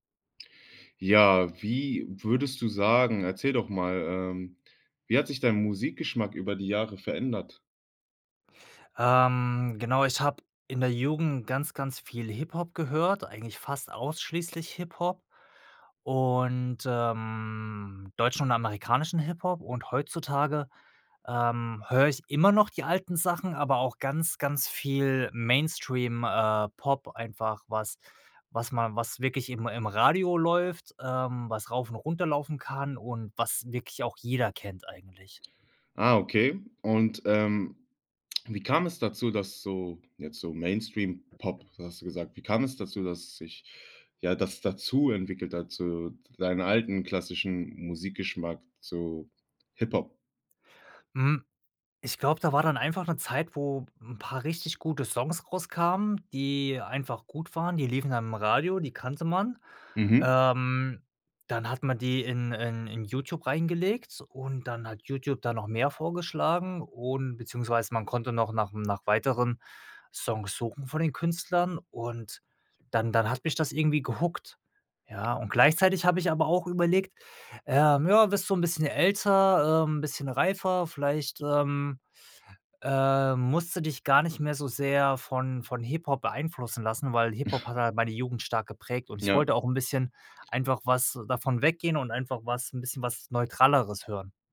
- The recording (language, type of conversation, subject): German, podcast, Wie hat sich dein Musikgeschmack über die Jahre verändert?
- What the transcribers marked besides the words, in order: other background noise; in English: "gehookt"; chuckle